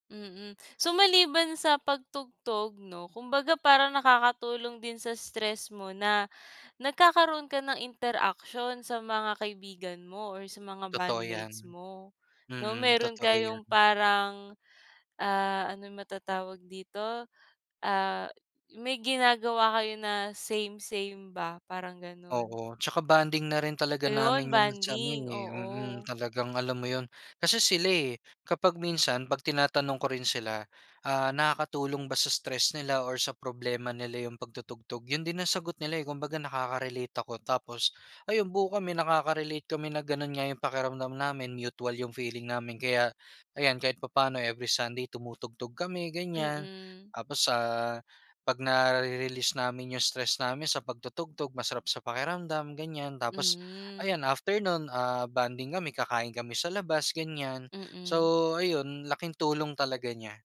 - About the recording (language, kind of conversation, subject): Filipino, podcast, Ano ang libangan mo na talagang nakakatanggal ng stress?
- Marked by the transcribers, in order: none